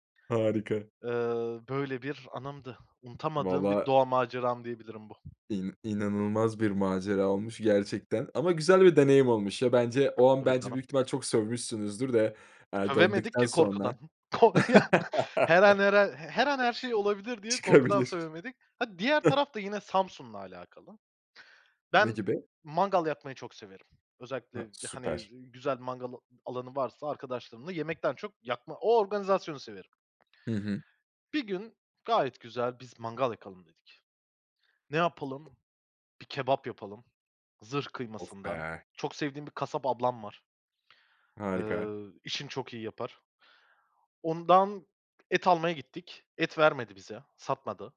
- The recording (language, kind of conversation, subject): Turkish, podcast, Unutamadığın bir doğa maceranı anlatır mısın?
- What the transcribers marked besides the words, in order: tapping; other background noise; laughing while speaking: "Ko ya"; laugh; chuckle